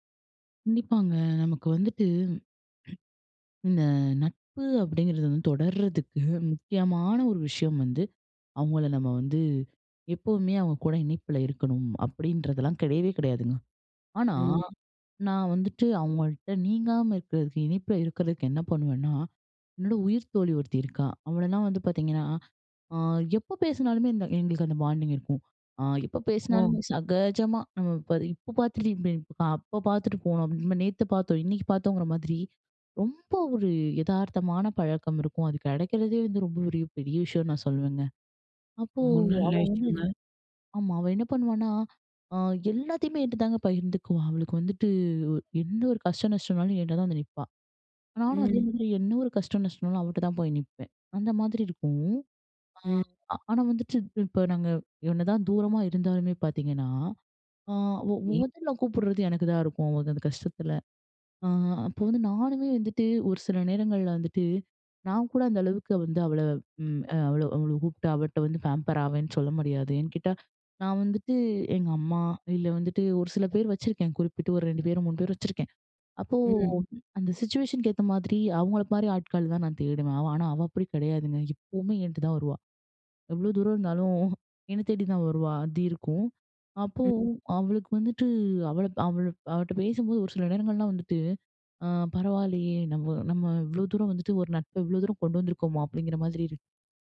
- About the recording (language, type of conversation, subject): Tamil, podcast, தூரம் இருந்தாலும் நட்பு நீடிக்க என்ன வழிகள் உண்டு?
- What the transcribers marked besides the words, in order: other noise; in English: "பாண்டிங்"; unintelligible speech; in English: "பாம்பர்"